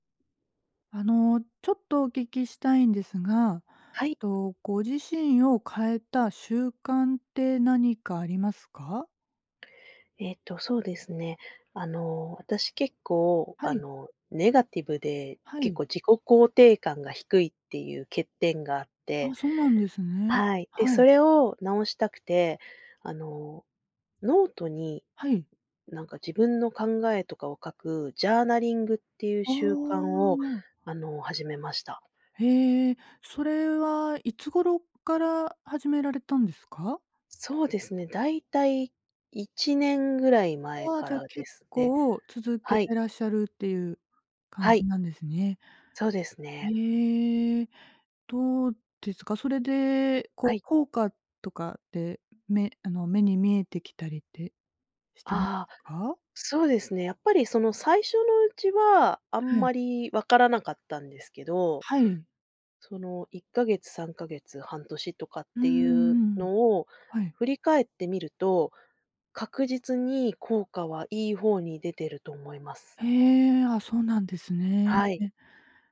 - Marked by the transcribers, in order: in English: "ジャーナリング"; other noise
- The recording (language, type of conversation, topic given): Japanese, podcast, 自分を変えた習慣は何ですか？